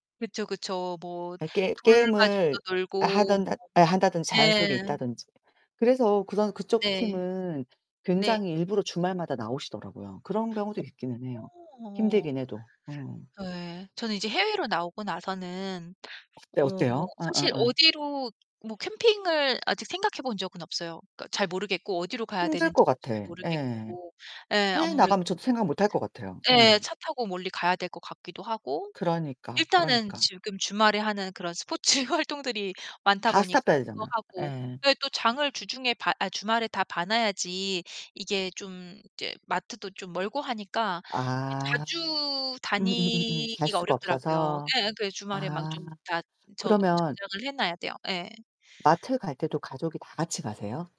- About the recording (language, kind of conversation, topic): Korean, unstructured, 주말에는 보통 어떻게 보내세요?
- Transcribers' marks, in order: distorted speech; other background noise; laughing while speaking: "스포츠 활동들이"